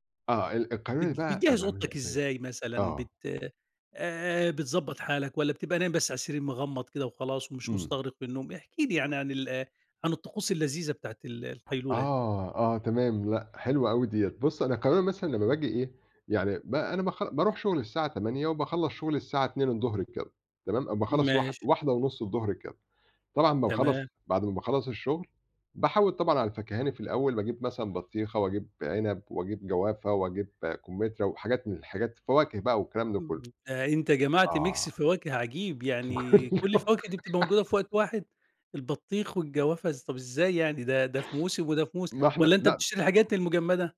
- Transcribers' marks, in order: tapping; in English: "ميكس"; unintelligible speech; giggle
- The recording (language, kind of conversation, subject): Arabic, podcast, إنت بتحب تاخد قيلولة؟ وإيه اللي بيخلّي القيلولة تبقى مظبوطة عندك؟